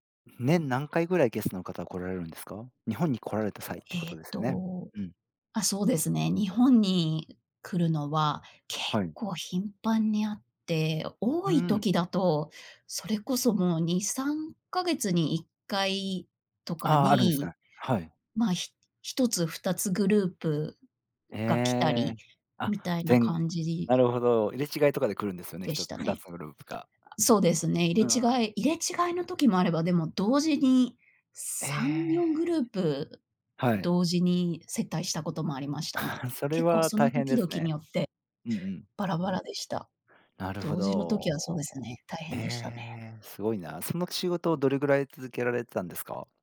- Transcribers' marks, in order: other background noise; tapping; chuckle
- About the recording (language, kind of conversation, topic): Japanese, podcast, 一番誇りに思う仕事の経験は何ですか?